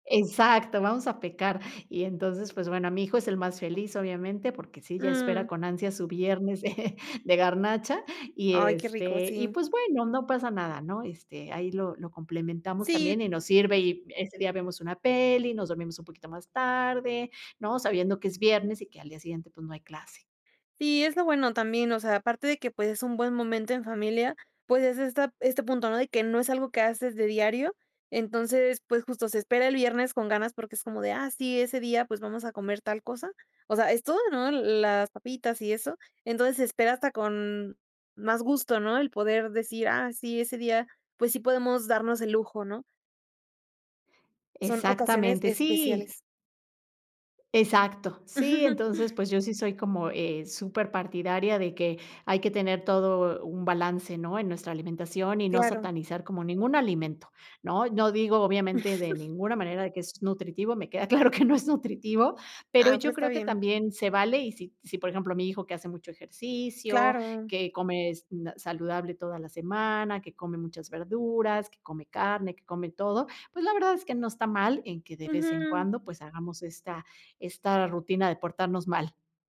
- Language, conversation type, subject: Spanish, podcast, ¿Tienes una rutina para preparar la cena?
- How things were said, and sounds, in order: chuckle; chuckle; chuckle; giggle